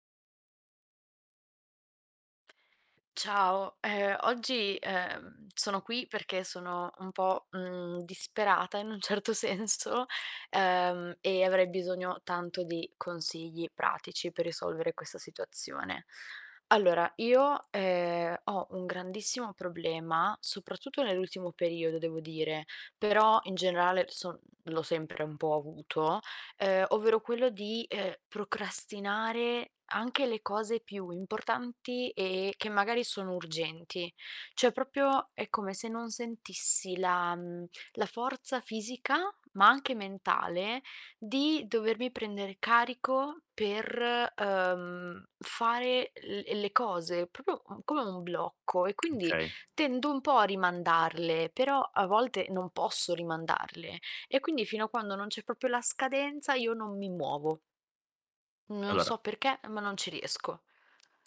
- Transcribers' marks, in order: distorted speech; laughing while speaking: "in un certo senso"; "Cioè" said as "ceh"; "proprio" said as "propio"; "proprio" said as "propio"; "proprio" said as "popio"; tapping
- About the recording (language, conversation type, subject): Italian, advice, Come posso smettere di procrastinare sui compiti importanti e urgenti?